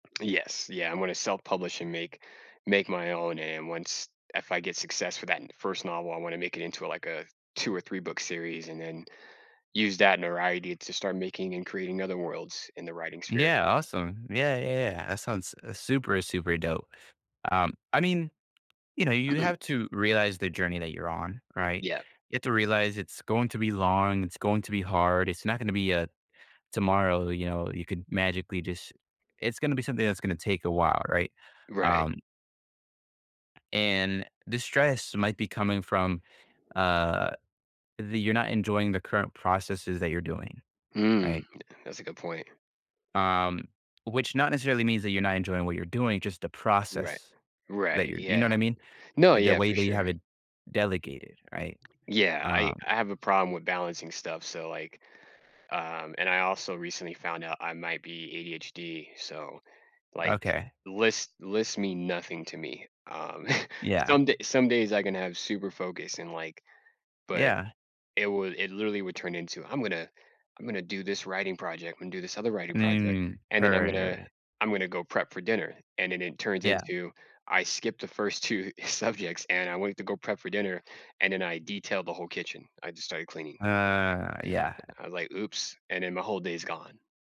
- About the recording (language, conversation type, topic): English, advice, How can I manage my stress at work more effectively?
- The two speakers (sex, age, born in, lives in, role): male, 20-24, Puerto Rico, United States, advisor; male, 35-39, United States, United States, user
- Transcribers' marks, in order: "notoriety" said as "noriety"; tapping; throat clearing; other background noise; chuckle; laughing while speaking: "subjects"; drawn out: "Uh"